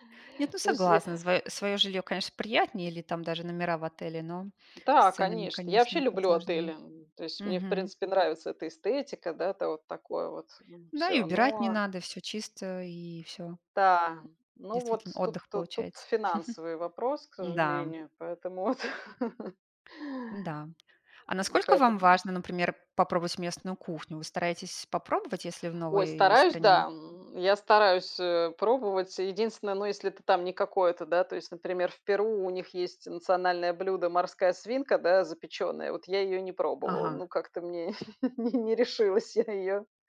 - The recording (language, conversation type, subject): Russian, unstructured, Как лучше всего знакомиться с местной культурой во время путешествия?
- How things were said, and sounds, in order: other background noise; tapping; chuckle; laughing while speaking: "вот"; chuckle; other noise; chuckle